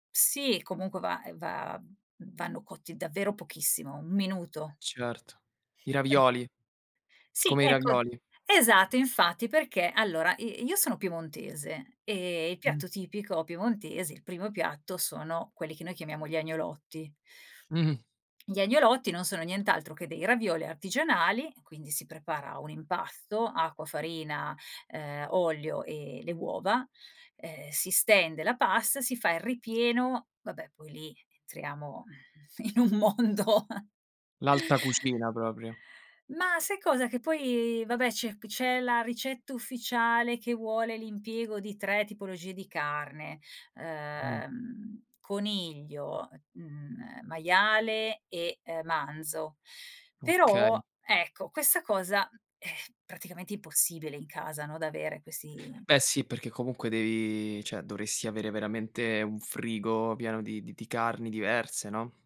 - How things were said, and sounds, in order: unintelligible speech; laughing while speaking: "in un mondo"; "cioè" said as "ceh"
- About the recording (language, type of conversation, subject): Italian, podcast, C’è una ricetta che racconta la storia della vostra famiglia?